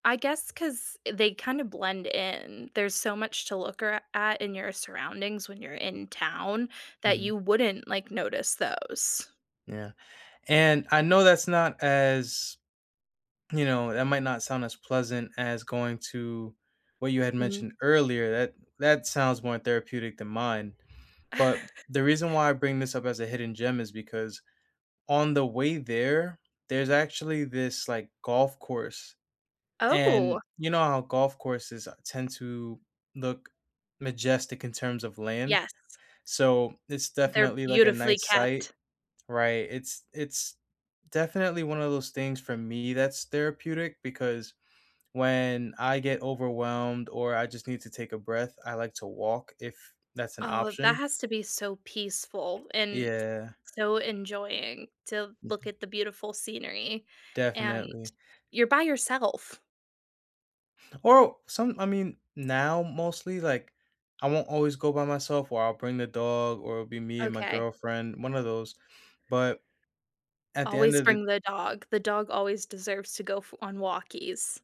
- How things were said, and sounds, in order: tapping; chuckle
- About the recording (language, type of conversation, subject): English, unstructured, What local hidden gems do you love most, and why do they matter to you?
- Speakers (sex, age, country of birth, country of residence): female, 30-34, United States, United States; male, 20-24, United States, United States